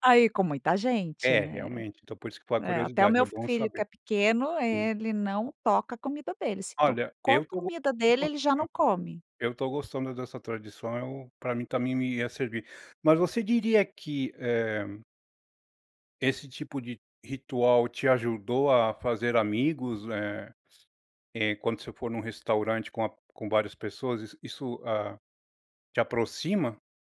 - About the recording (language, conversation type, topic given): Portuguese, podcast, Como a comida influenciou sua adaptação cultural?
- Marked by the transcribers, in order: unintelligible speech